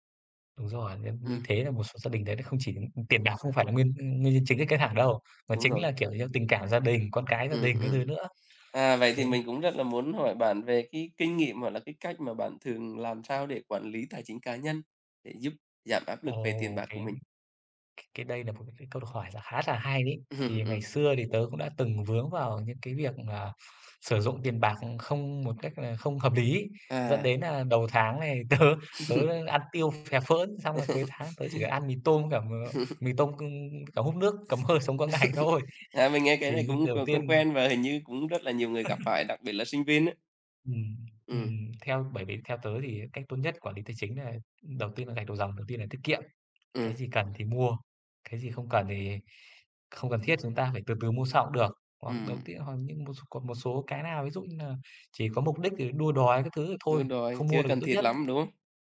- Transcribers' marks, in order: other background noise; tapping; laugh; laugh; laugh; laughing while speaking: "sống qua ngày thôi"; laugh; chuckle
- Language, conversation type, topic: Vietnamese, unstructured, Tiền bạc có phải là nguyên nhân chính gây căng thẳng trong cuộc sống không?